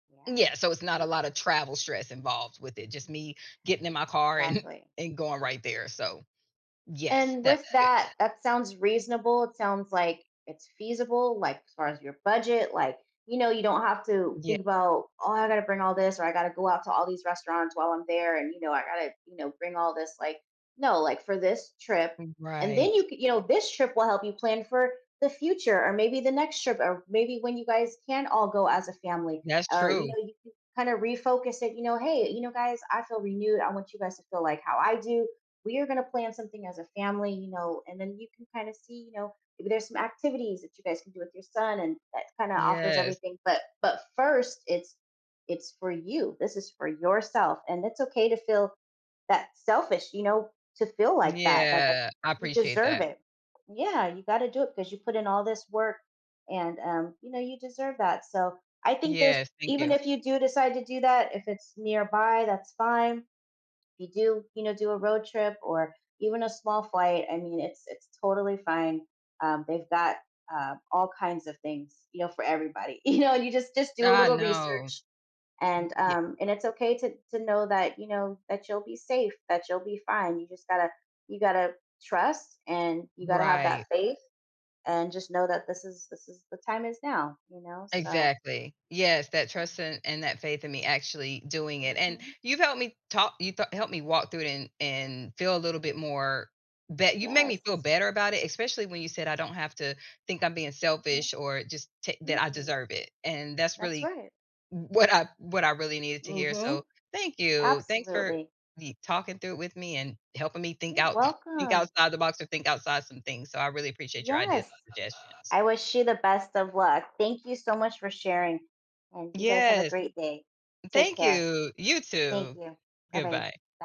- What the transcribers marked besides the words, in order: laughing while speaking: "and"; other background noise; tapping; laughing while speaking: "you know?"
- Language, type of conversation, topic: English, advice, How can I plan a low-stress vacation?
- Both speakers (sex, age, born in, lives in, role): female, 40-44, United States, United States, advisor; female, 45-49, United States, United States, user